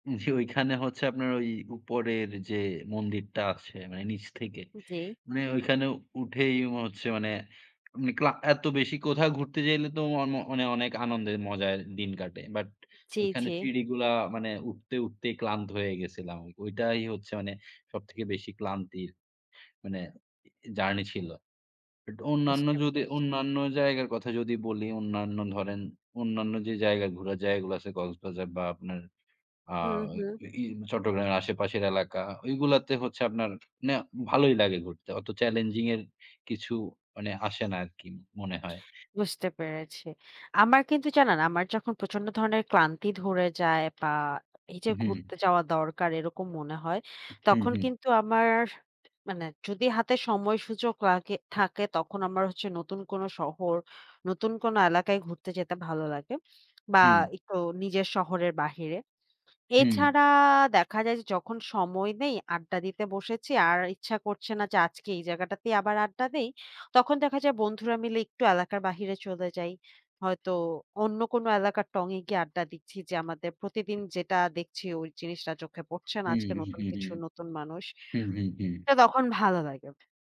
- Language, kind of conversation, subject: Bengali, unstructured, আপনি নতুন জায়গায় যেতে কেন পছন্দ করেন?
- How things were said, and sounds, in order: scoff; unintelligible speech; other background noise